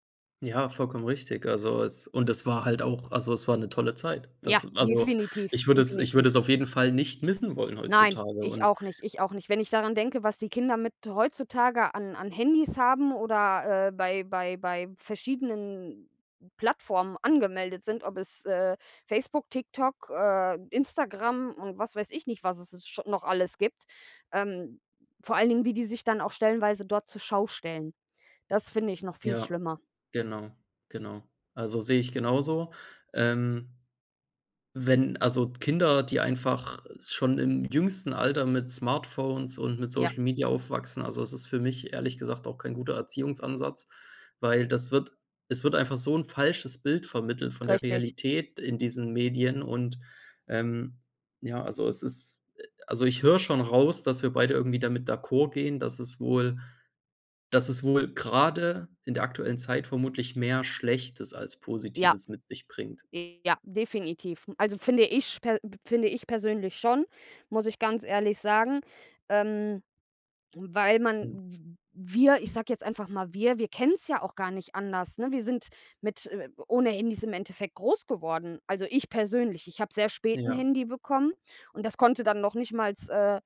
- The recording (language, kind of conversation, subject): German, unstructured, Wie beeinflussen soziale Medien unser Miteinander?
- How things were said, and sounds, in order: tapping; other background noise; "nicht mal" said as "nichtmals"